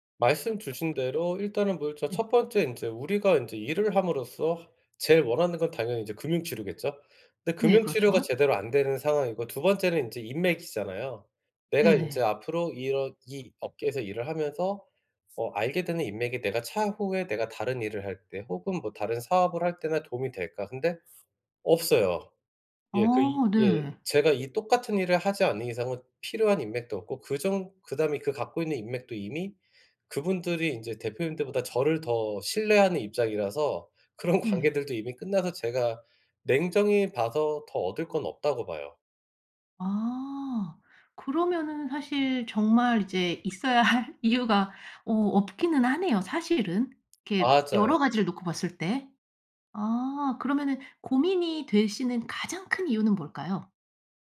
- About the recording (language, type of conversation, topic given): Korean, advice, 언제 직업을 바꾸는 것이 적기인지 어떻게 판단해야 하나요?
- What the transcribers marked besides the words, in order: laughing while speaking: "그런"; laughing while speaking: "있어야 할"